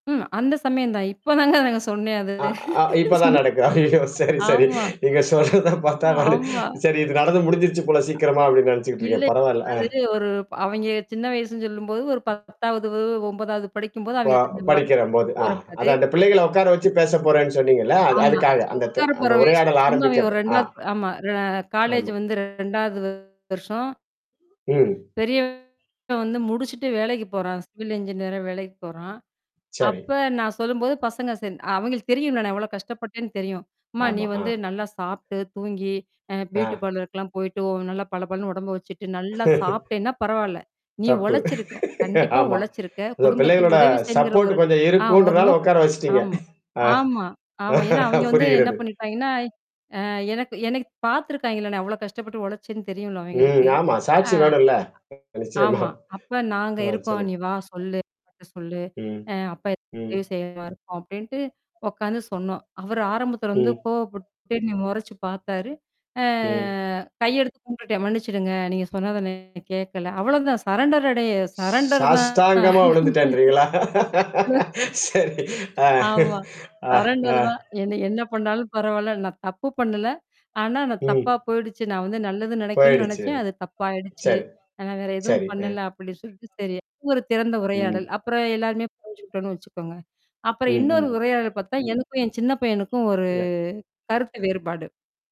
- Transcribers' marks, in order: mechanical hum; laughing while speaking: "ஐயோ! சரி, சரி. நீங்கச் சொல்றதை பார்த்தா நானு"; laughing while speaking: "இப்போ தாங்க சொன்னே அது. சின் ஆமா, ஆமா"; distorted speech; other background noise; other noise; static; tapping; unintelligible speech; in English: "பியூட்டி பார்லர்க்கலாம்"; chuckle; laugh; chuckle; drawn out: "அ"; laugh; laugh; drawn out: "ஒரு"
- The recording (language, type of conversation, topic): Tamil, podcast, வீட்டில் திறந்த உரையாடலை எப்படித் தொடங்குவீர்கள்?